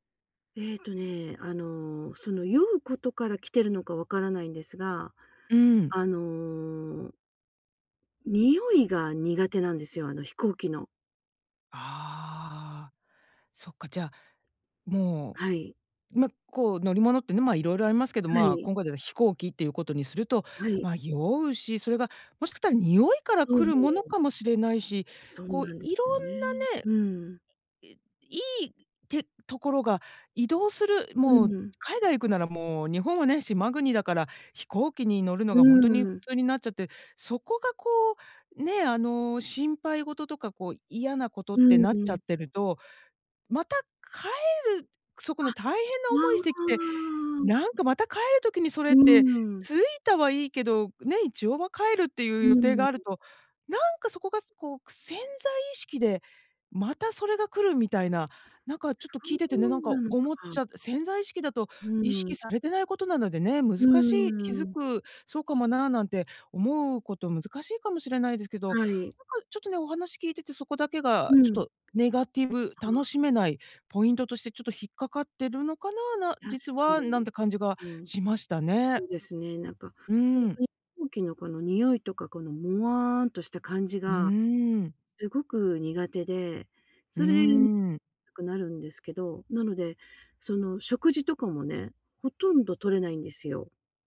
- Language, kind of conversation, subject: Japanese, advice, 知らない場所で不安を感じたとき、どうすれば落ち着けますか？
- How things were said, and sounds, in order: unintelligible speech; tapping